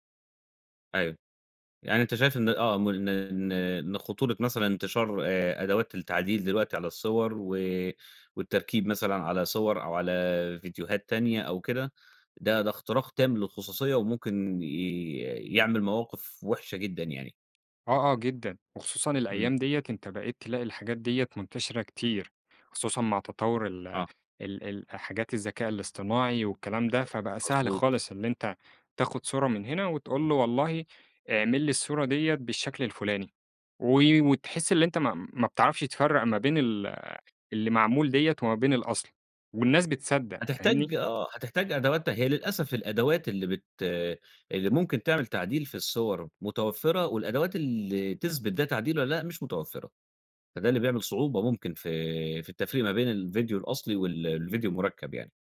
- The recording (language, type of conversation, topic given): Arabic, podcast, إزاي بتحافظ على خصوصيتك على السوشيال ميديا؟
- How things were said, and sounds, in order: unintelligible speech